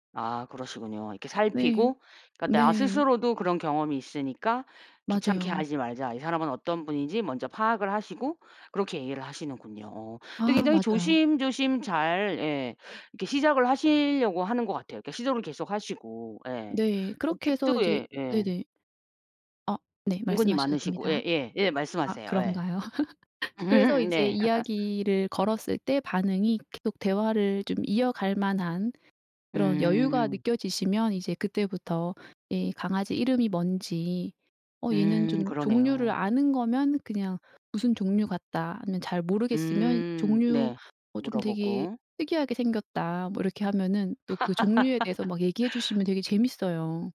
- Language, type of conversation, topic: Korean, podcast, 스몰토크를 자연스럽게 이어 가는 방법이 있나요?
- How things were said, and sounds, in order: other background noise; tapping; laugh; laugh